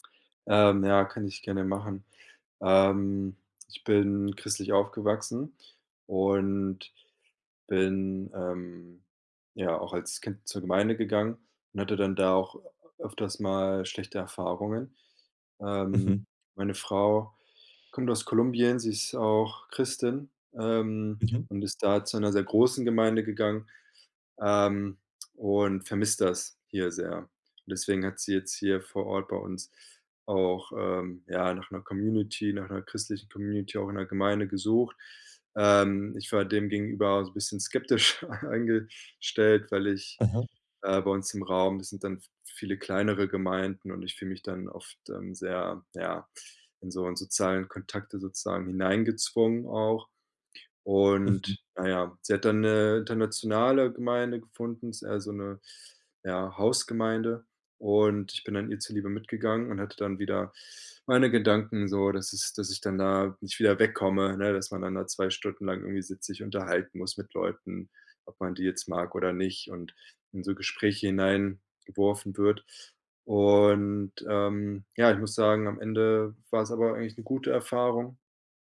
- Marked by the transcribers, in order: other background noise; other noise; chuckle
- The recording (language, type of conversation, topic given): German, advice, Wie kann ich meine negativen Selbstgespräche erkennen und verändern?